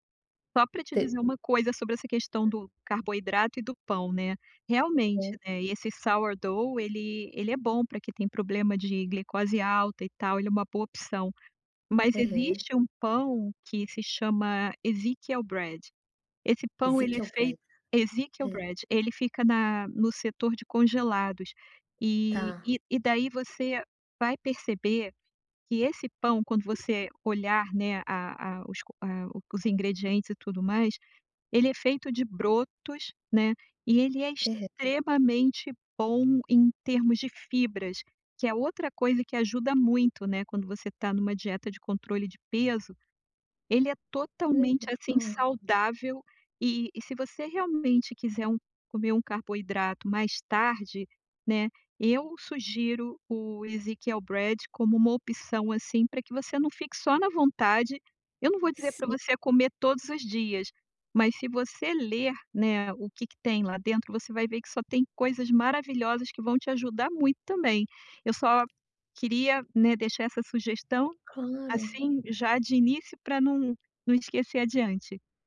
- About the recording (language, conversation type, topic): Portuguese, advice, Como posso equilibrar indulgências com minhas metas nutricionais ao comer fora?
- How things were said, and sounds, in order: other background noise; tapping; in English: "sourdough"; in English: "Ezekiel Bread"; in English: "Ezekiel Bread"; in English: "Ezekiel Bread"; in English: "Ezekiel Bread"